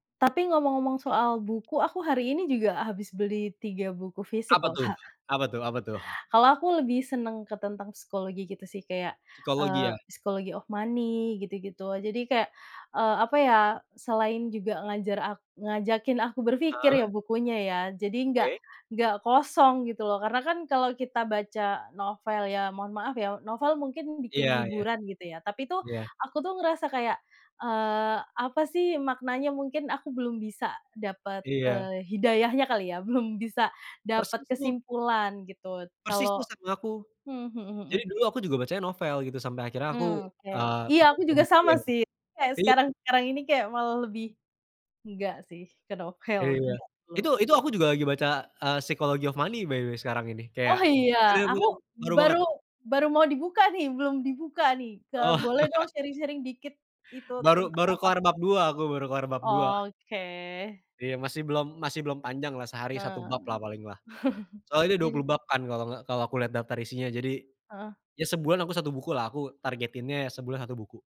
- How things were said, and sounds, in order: other background noise; in English: "by the way"; in English: "sharing-sharing"; chuckle; drawn out: "Oke"; chuckle
- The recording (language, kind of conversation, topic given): Indonesian, unstructured, Apa hal paling menyenangkan yang terjadi dalam rutinitasmu akhir-akhir ini?